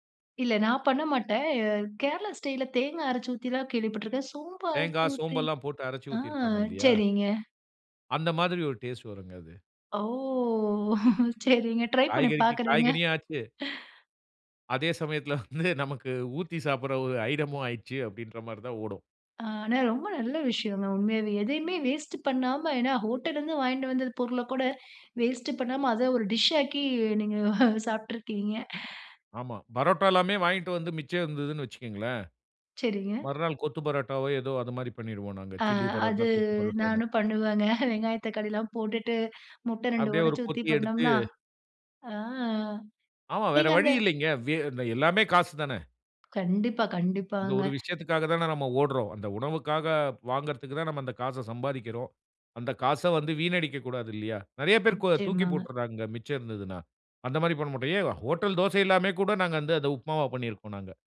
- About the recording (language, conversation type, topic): Tamil, podcast, மிச்சமான உணவை புதிதுபோல் சுவையாக மாற்றுவது எப்படி?
- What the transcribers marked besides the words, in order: laughing while speaking: "ஓ! சரிங்க"; surprised: "ஓ!"; chuckle; laughing while speaking: "அதே சமயத்துல வந்து நமக்கு ஊத்தி சாப்புடுற ஒரு ஐட்டமும் ஆயிட்டுச்சி"; laughing while speaking: "அத ஒரு டிஷ் ஆக்கி நீங்க சாப்புட்டுருக்கீங்க"; laughing while speaking: "அது நானும் பண்ணுவேங்க"; joyful: "வெங்காயம், தக்காளி எல்லாம் போட்டுட்டு, முட்ட ரெண்டு உடைச்சி ஊத்தி பண்ணோம்னா அ"; inhale; "முட்டை" said as "முட்ட"; other background noise